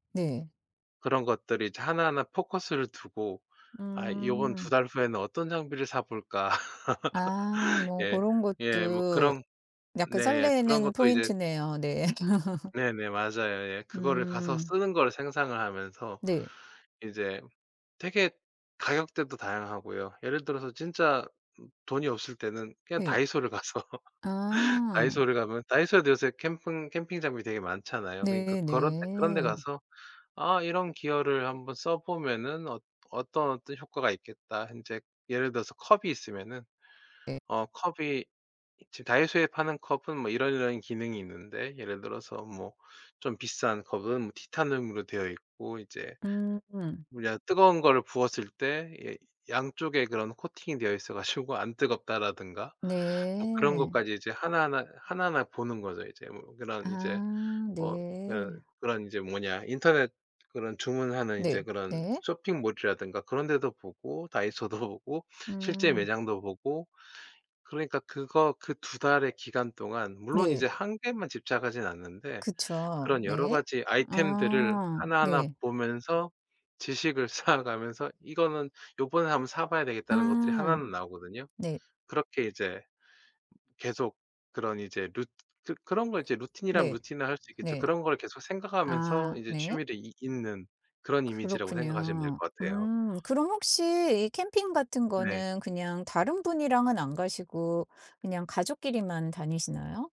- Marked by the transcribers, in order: laugh; laughing while speaking: "네"; laugh; other background noise; laughing while speaking: "가서"; laugh; tapping; laughing while speaking: "가지고"; laughing while speaking: "다이소도 보고"; laughing while speaking: "쌓아"
- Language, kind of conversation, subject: Korean, podcast, 취미를 오래 꾸준히 이어가게 해주는 루틴은 무엇인가요?